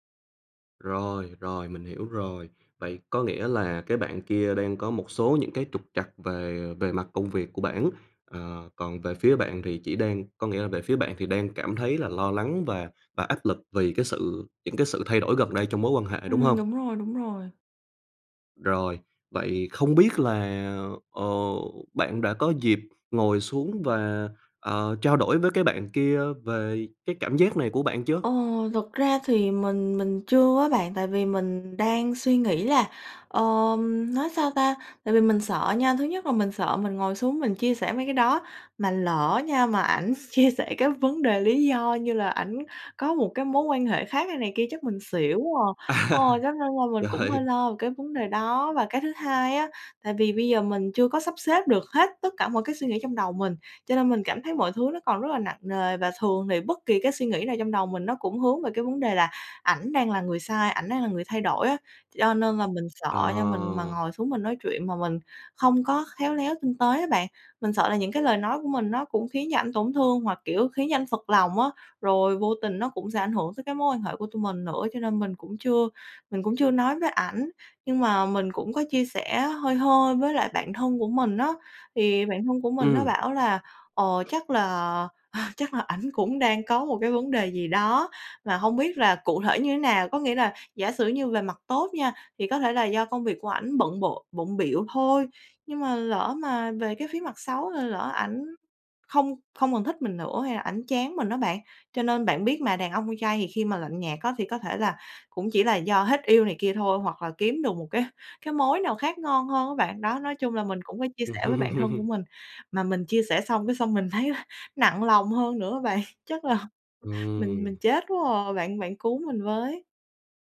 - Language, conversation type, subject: Vietnamese, advice, Tôi cảm thấy xa cách và không còn gần gũi với người yêu, tôi nên làm gì?
- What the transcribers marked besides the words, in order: tapping; chuckle; laughing while speaking: "chia sẻ cái vấn đề lý do"; unintelligible speech; laughing while speaking: "À, rồi"; other background noise; chuckle; laughing while speaking: "chắc là ảnh"; laughing while speaking: "cái"; laugh; laughing while speaking: "thấy là"; laugh